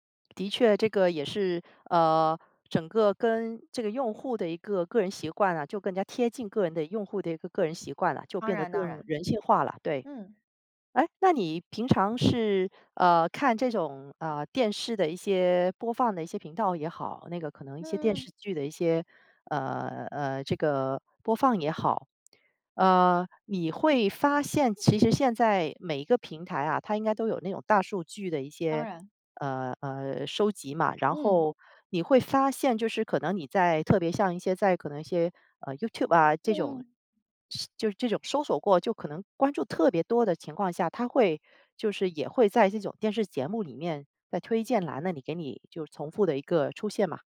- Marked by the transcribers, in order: other background noise; tapping
- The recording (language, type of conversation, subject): Chinese, podcast, 播放平台的兴起改变了我们的收视习惯吗？